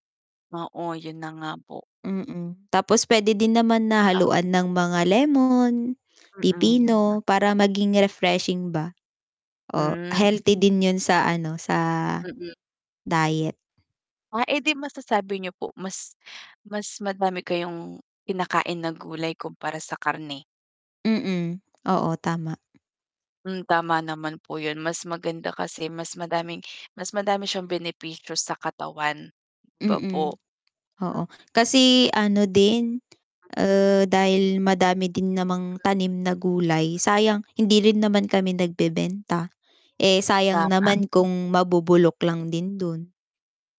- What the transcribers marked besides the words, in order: distorted speech; tapping; static
- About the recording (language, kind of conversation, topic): Filipino, unstructured, Paano mo isinasama ang masusustansiyang pagkain sa iyong pang-araw-araw na pagkain?